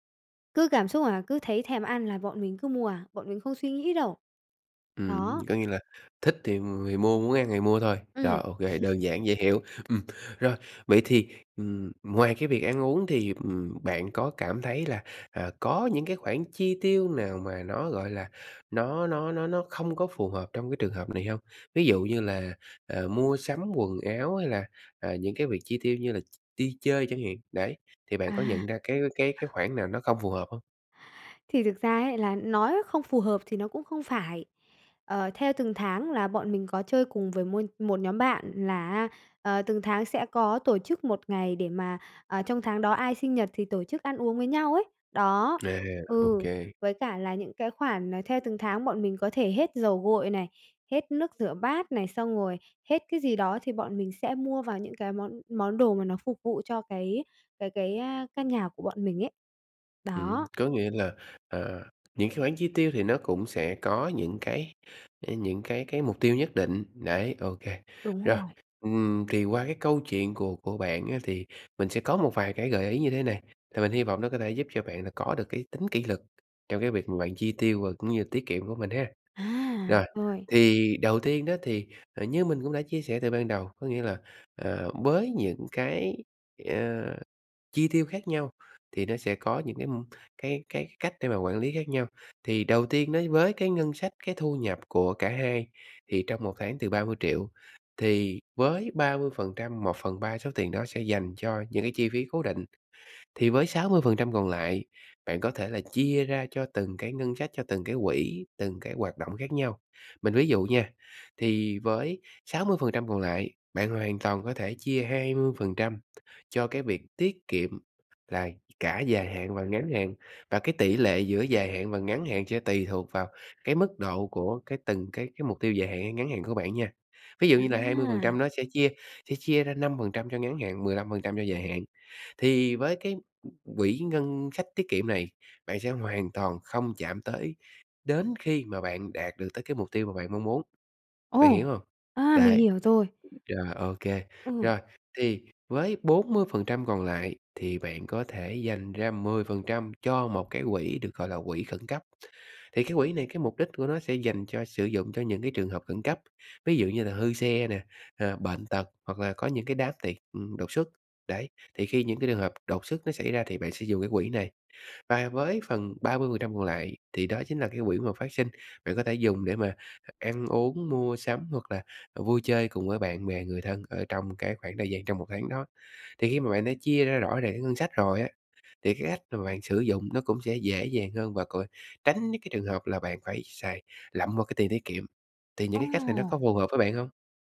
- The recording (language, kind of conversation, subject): Vietnamese, advice, Làm thế nào để cải thiện kỷ luật trong chi tiêu và tiết kiệm?
- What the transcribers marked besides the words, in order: tapping; chuckle; other background noise